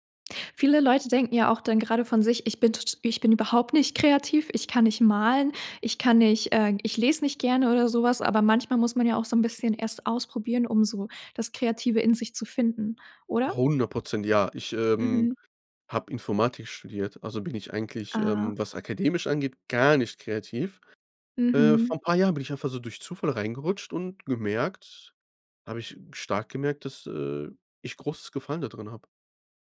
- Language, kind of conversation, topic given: German, podcast, Wie bewahrst du dir langfristig die Freude am kreativen Schaffen?
- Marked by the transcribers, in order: none